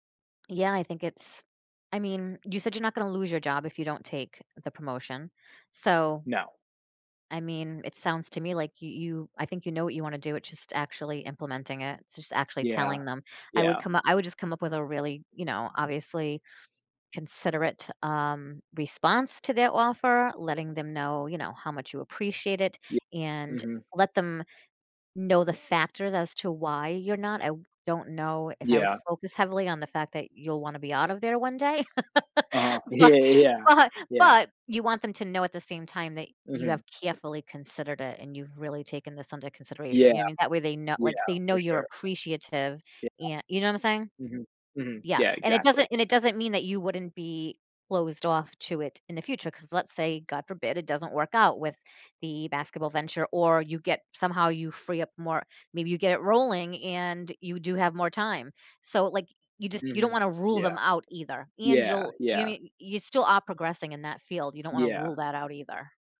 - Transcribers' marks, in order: tapping; other background noise; laugh; laughing while speaking: "but"
- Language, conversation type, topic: English, advice, How can I succeed and build confidence after an unexpected promotion?